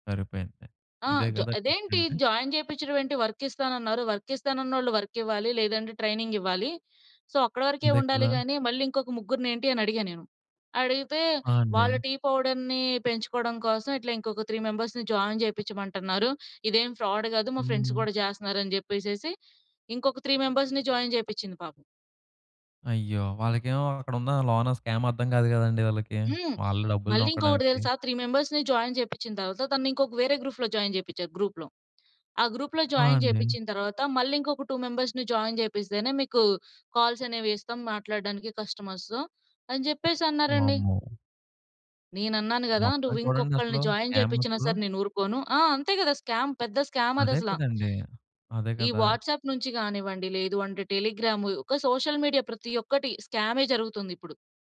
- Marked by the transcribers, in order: tapping; in English: "ట్విస్ట్"; in English: "జాయిన్"; in English: "వర్క్"; in English: "వర్క్"; in English: "వర్క్"; in English: "ట్రైనింగ్"; in English: "సో"; in English: "టీ పౌడర్‌ని"; in English: "త్రీ మెంబర్స్‌ని జాయిన్"; in English: "ఫ్రాడ్"; in English: "ఫ్రెండ్స్"; in English: "త్రీ మెంబర్స్‌ని జాయిన్"; in English: "స్కామ్"; in English: "త్రీ మెంబర్స్‌ని జాయిన్"; in English: "గ్రూప్‌లో జాయిన్"; in English: "గ్రూప్‌లో"; in English: "గ్రూప్‌లో జాయిన్"; in English: "టూ మెంబర్స్‌ని జాయిన్"; in English: "కాల్స్"; in English: "కస్టమర్స్‌తో"; in English: "జాయిన్"; in English: "స్కామ్"; in English: "స్కామ్"; in English: "స్కామ్"; in English: "వాట్సాప్"; in English: "టెలిగ్రామ్"; in English: "సోషల్ మీడియా"
- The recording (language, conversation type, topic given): Telugu, podcast, వాట్సాప్ గ్రూప్‌ల్లో మీరు సాధారణంగా ఏమి పంచుకుంటారు, ఏ సందర్భాల్లో మౌనంగా ఉండటం మంచిదని అనుకుంటారు?